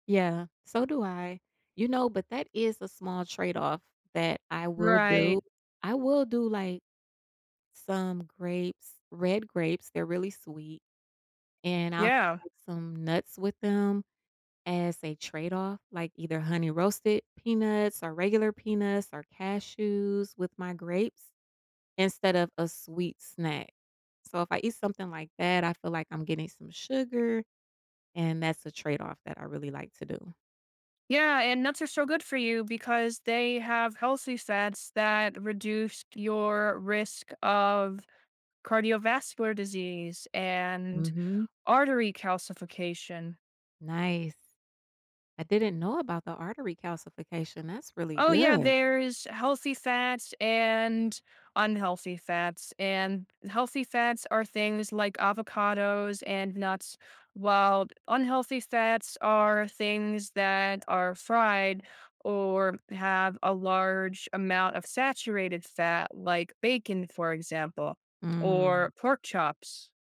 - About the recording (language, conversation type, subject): English, unstructured, How do I balance tasty food and health, which small trade-offs matter?
- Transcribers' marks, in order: none